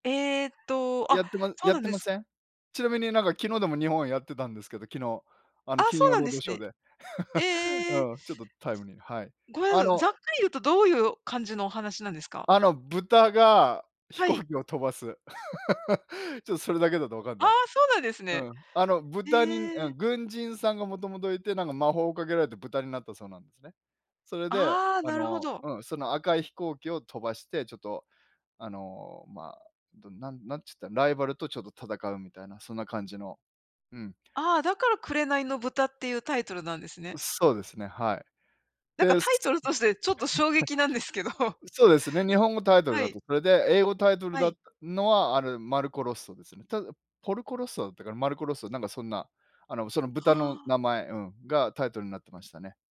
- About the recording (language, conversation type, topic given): Japanese, unstructured, 好きな映画のジャンルは何ですか？
- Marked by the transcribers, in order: chuckle; laugh; chuckle; chuckle; "ポルコ・ロッソ" said as "マルコロッソ"; "ポルコ・ロッソ" said as "マルコロッソ"